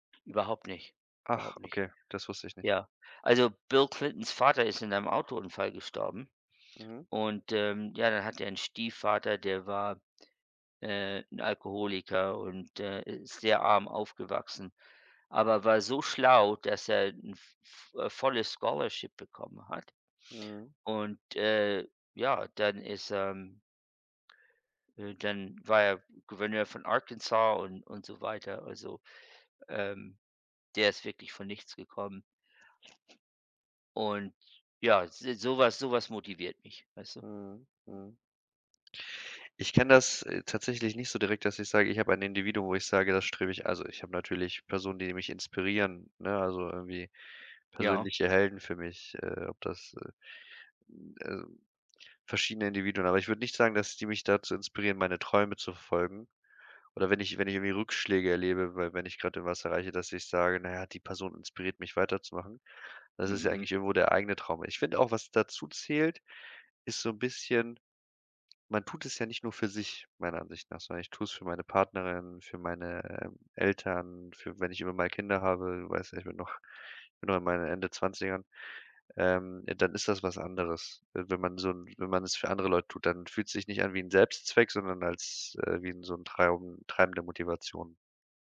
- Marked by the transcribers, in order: in English: "Scholarship"; put-on voice: "Arkansas"
- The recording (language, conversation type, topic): German, unstructured, Was motiviert dich, deine Träume zu verfolgen?